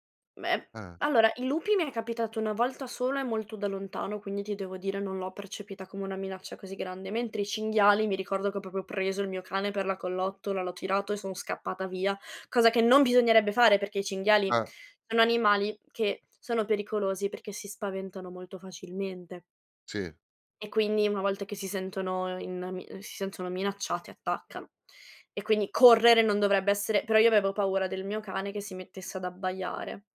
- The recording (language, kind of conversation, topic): Italian, podcast, Come ti prepari per una giornata in montagna?
- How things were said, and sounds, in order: "proprio" said as "popo"; stressed: "correre"